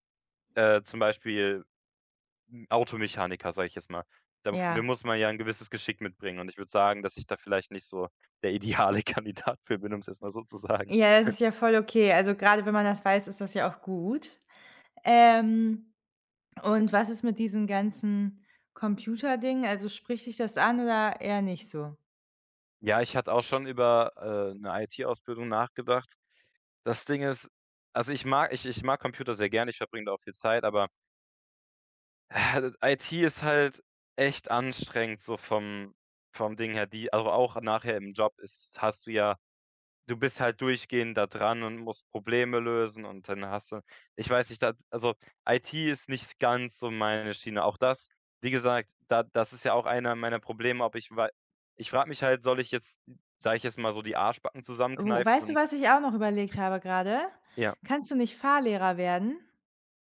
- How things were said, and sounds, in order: laughing while speaking: "deale Kandidat für bin, um es jetzt mal so zu sagen"; other noise; other background noise
- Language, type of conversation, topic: German, advice, Worauf sollte ich meine Aufmerksamkeit richten, wenn meine Prioritäten unklar sind?